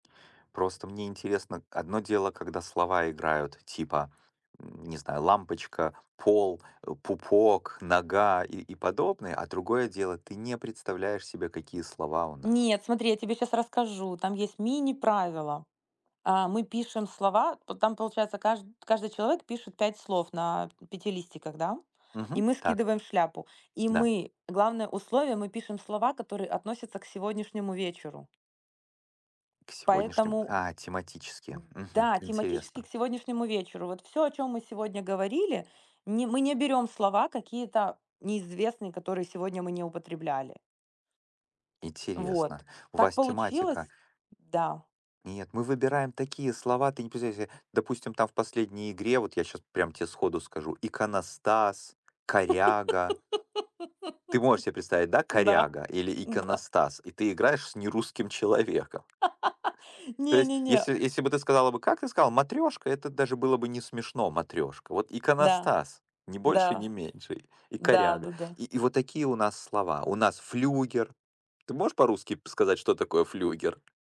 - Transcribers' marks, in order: laugh; tapping; laugh; background speech
- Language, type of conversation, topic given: Russian, unstructured, Какие мечты ты хочешь осуществить вместе с друзьями?
- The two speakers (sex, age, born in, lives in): female, 35-39, Ukraine, United States; male, 45-49, Ukraine, United States